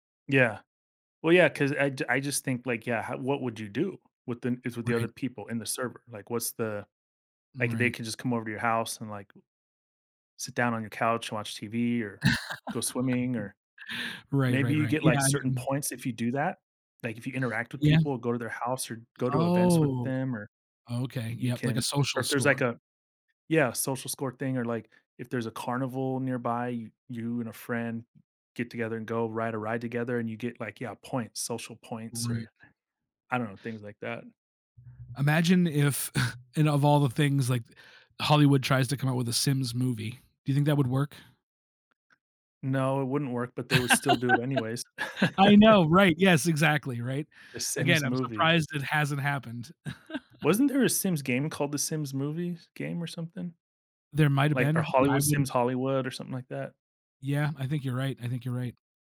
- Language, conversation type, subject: English, unstructured, How does the structure of a game shape the player's overall experience?
- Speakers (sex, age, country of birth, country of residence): male, 40-44, United States, United States; male, 40-44, United States, United States
- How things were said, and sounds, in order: tapping; laugh; drawn out: "Oh"; alarm; chuckle; other background noise; laugh; laugh; chuckle